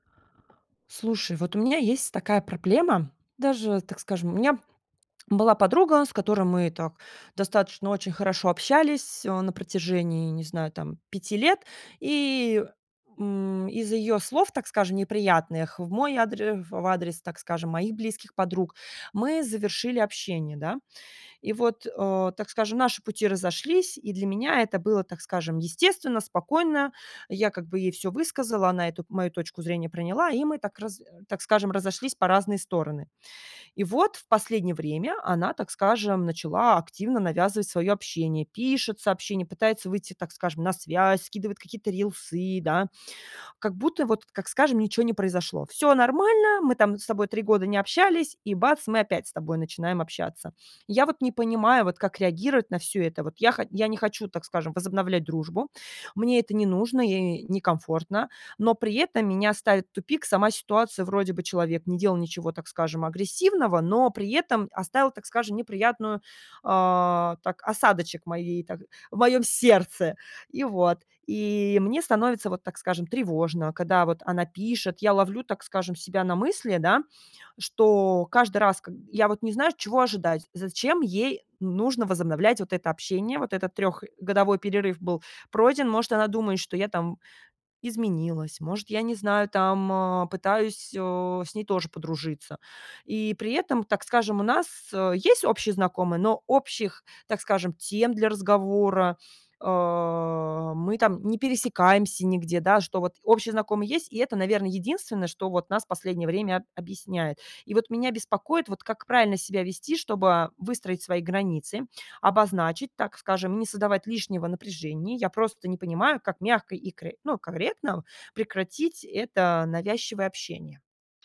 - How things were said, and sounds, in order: tapping
- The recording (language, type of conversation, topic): Russian, advice, Как реагировать, если бывший друг навязывает общение?